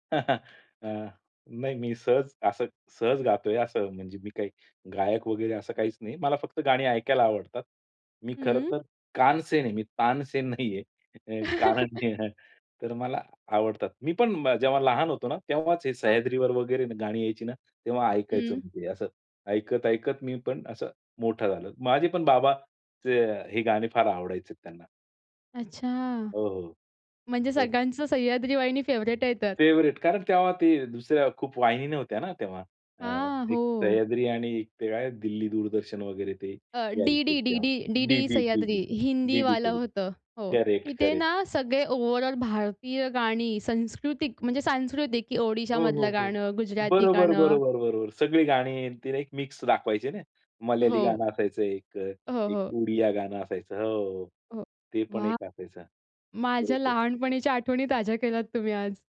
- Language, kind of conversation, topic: Marathi, podcast, तुमच्या भाषेतील गाणी तुमच्या ओळखीशी किती जुळतात?
- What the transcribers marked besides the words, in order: chuckle; tapping; laughing while speaking: "नाहीये. कारण"; chuckle; in English: "फेव्हराइट"; in English: "फेव्हरेट"; unintelligible speech; in English: "ओव्हरऑल"; joyful: "वाह! माझ्या लहानपणीच्या आठवणी ताज्या केल्यात तुम्ही आज"